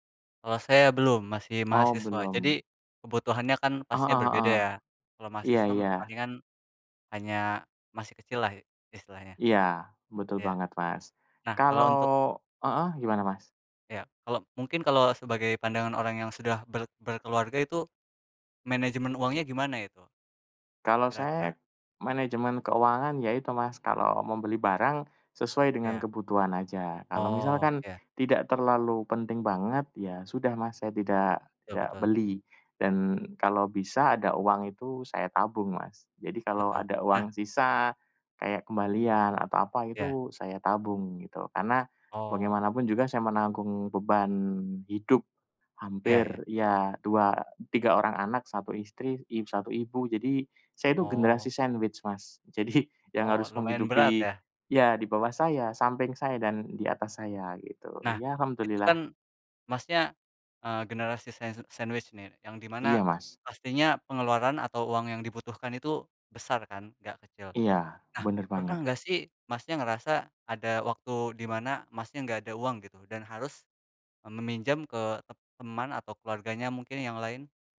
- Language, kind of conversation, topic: Indonesian, unstructured, Pernahkah kamu meminjam uang dari teman atau keluarga, dan bagaimana ceritanya?
- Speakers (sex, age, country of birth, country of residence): male, 20-24, Indonesia, Indonesia; male, 40-44, Indonesia, Indonesia
- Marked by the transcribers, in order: in English: "sandwich"; laughing while speaking: "Jadi"; in English: "sandwich"